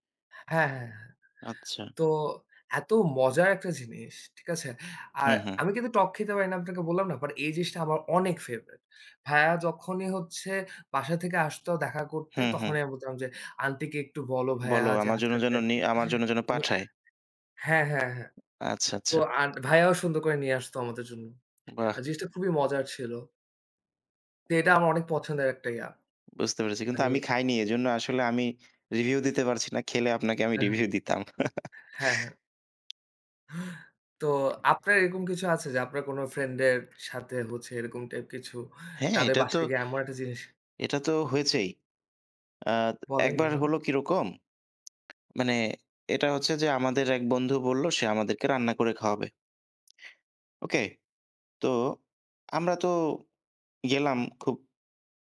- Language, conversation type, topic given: Bengali, unstructured, খাবার নিয়ে আপনার সবচেয়ে মজার স্মৃতিটি কী?
- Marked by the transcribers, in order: tapping; chuckle